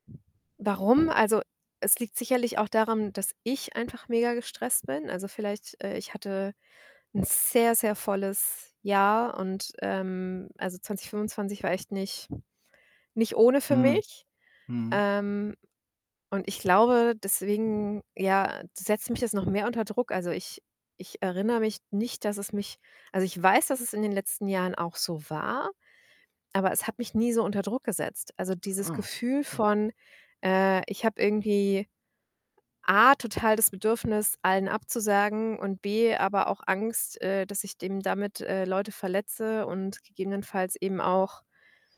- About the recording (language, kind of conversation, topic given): German, advice, Wie kann ich Einladungen höflich ablehnen, ohne Freundschaften zu belasten?
- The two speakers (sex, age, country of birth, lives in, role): female, 40-44, Romania, Germany, user; male, 55-59, Germany, Germany, advisor
- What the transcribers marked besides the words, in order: other background noise; stressed: "ich"; static